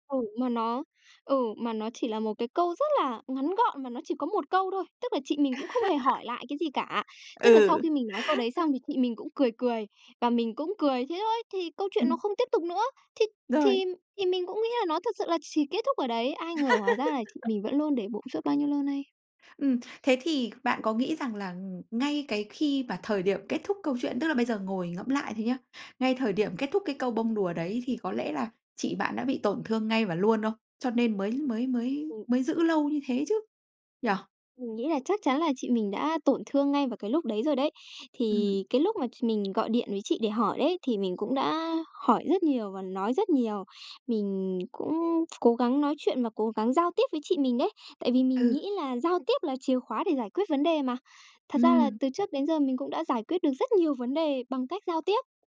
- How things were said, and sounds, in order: other background noise; laugh; laugh; laugh; tapping
- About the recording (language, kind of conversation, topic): Vietnamese, podcast, Bạn có thể kể về một lần bạn dám nói ra điều khó nói không?